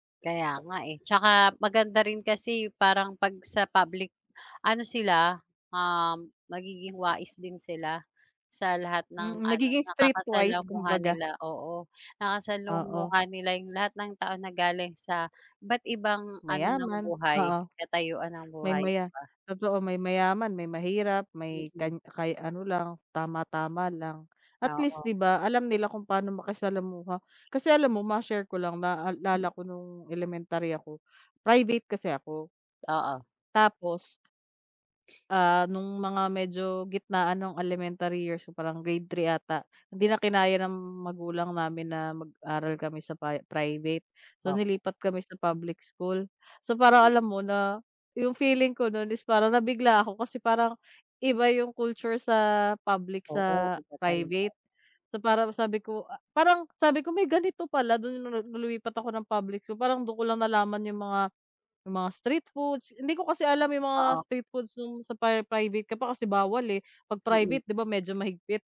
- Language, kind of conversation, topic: Filipino, unstructured, Sa tingin mo ba, sulit ang halaga ng matrikula sa mga paaralan ngayon?
- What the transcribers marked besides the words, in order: tapping; other noise; other background noise